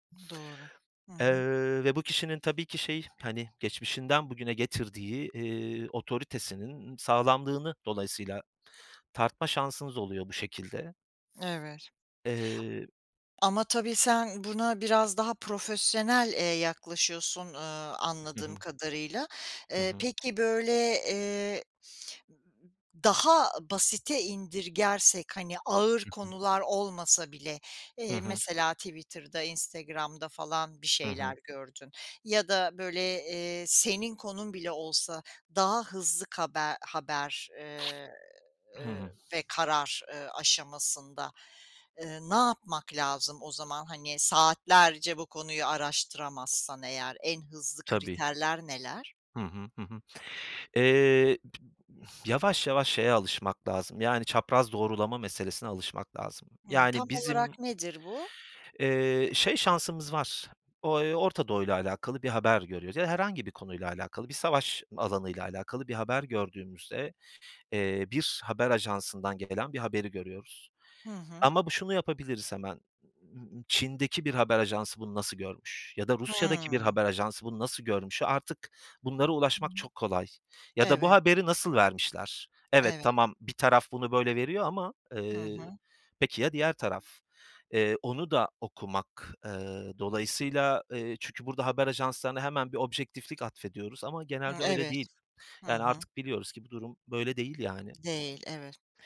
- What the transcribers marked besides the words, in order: unintelligible speech; other background noise; tapping; sniff; other noise
- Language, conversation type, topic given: Turkish, podcast, Bilgiye ulaşırken güvenilir kaynakları nasıl seçiyorsun?